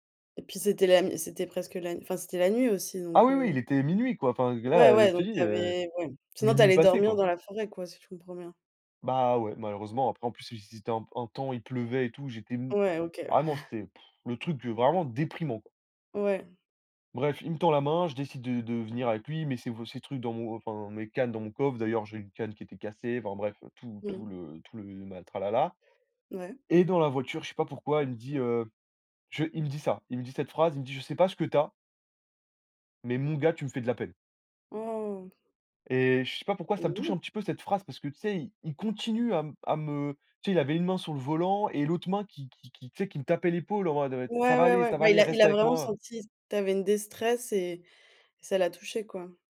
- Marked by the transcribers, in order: chuckle; other background noise; unintelligible speech; "détresse" said as "déstresse"
- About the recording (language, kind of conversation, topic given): French, podcast, Peux-tu raconter une histoire où un inconnu t'a offert un logement ?